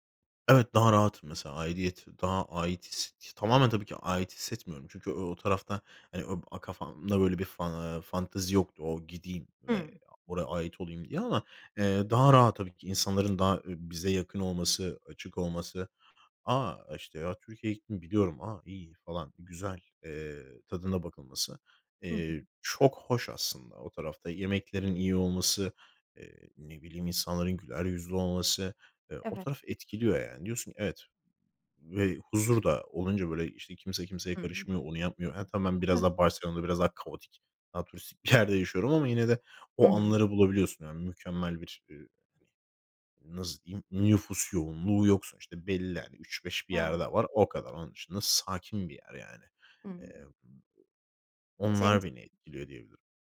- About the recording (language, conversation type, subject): Turkish, podcast, İki dilli olmak aidiyet duygunu sence nasıl değiştirdi?
- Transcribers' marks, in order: stressed: "çok"; laughing while speaking: "bir"; "nasıl" said as "nazı"; stressed: "sakin"; other noise